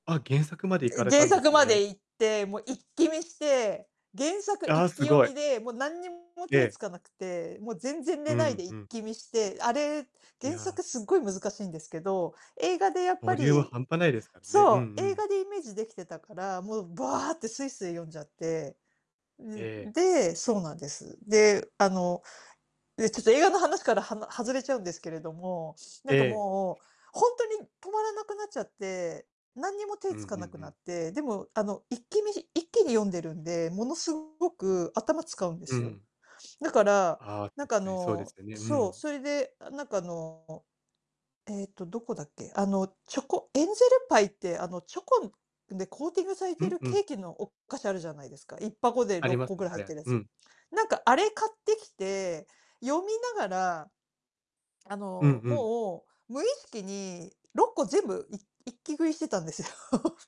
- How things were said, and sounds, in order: distorted speech; other background noise; laughing while speaking: "してたんですよ"
- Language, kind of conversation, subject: Japanese, unstructured, 好きな映画のジャンルについて、どう思いますか？